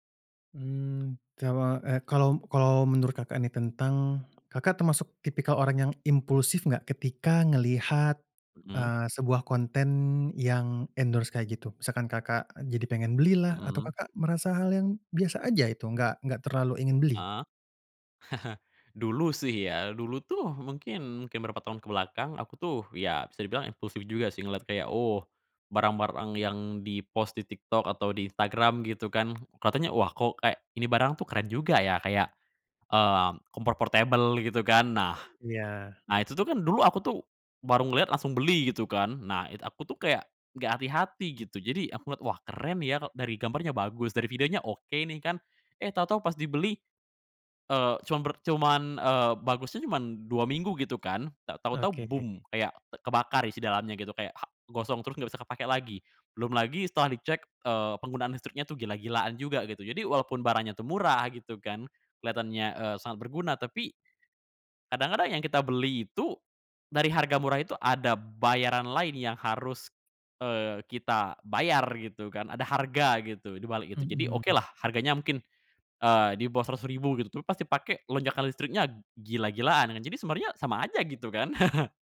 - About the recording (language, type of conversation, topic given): Indonesian, podcast, Apa yang membuat konten influencer terasa asli atau palsu?
- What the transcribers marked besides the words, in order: in English: "endorse"; chuckle; other noise; tapping; other background noise; chuckle